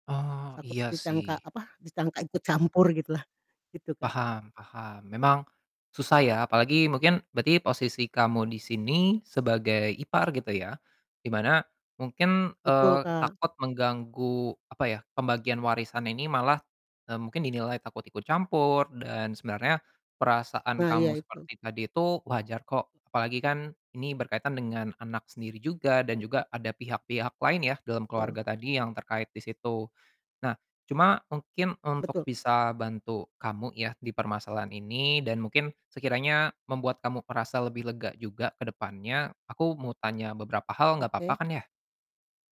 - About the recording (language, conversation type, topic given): Indonesian, advice, Bagaimana cara menyelesaikan konflik pembagian warisan antara saudara secara adil dan tetap menjaga hubungan keluarga?
- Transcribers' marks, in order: distorted speech